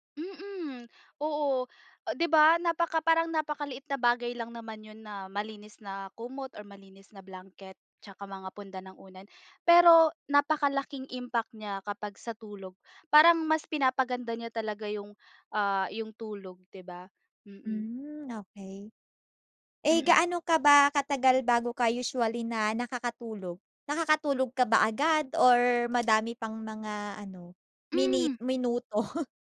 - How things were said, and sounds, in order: other background noise; chuckle
- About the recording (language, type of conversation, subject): Filipino, podcast, Ano ang ginagawa mo bago matulog para mas mahimbing ang tulog mo?